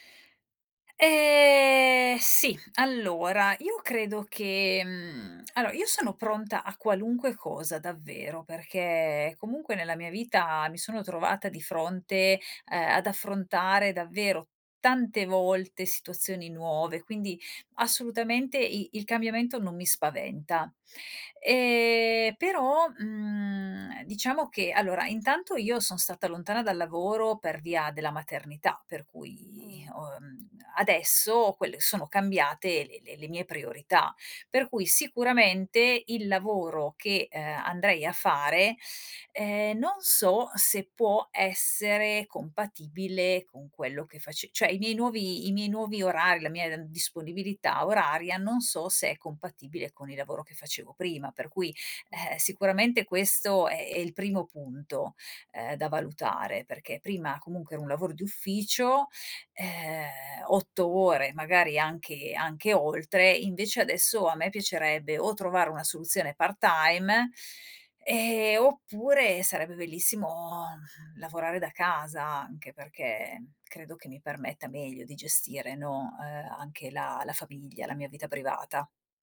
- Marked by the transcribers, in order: "allora" said as "alloa"; tapping
- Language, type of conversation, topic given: Italian, advice, Dovrei tornare a studiare o specializzarmi dopo anni di lavoro?